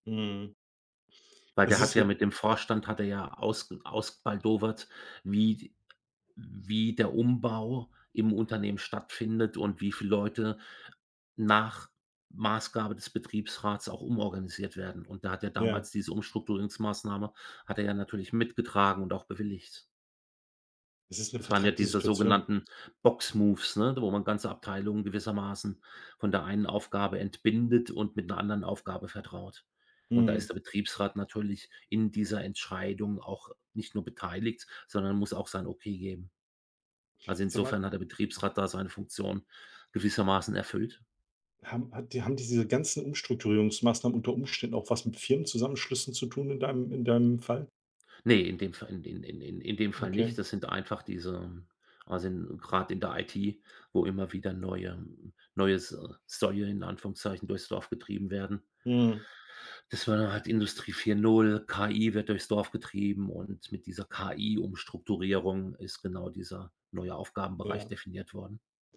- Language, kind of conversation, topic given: German, advice, Warum fühlt sich mein Job trotz guter Bezahlung sinnlos an?
- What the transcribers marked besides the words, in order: none